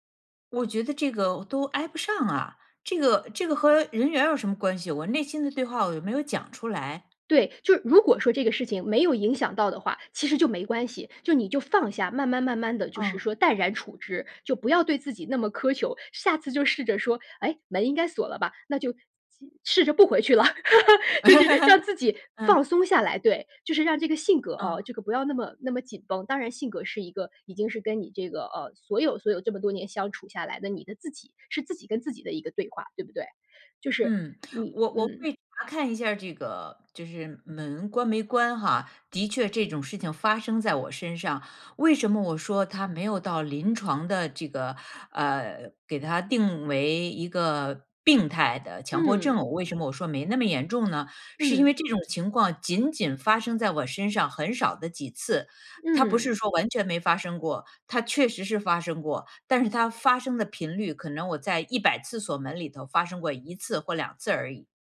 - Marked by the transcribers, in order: other background noise; laugh; laughing while speaking: "就是让自己"; laugh; tongue click; stressed: "病"
- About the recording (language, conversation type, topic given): Chinese, advice, 我该如何描述自己持续自我贬低的内心对话？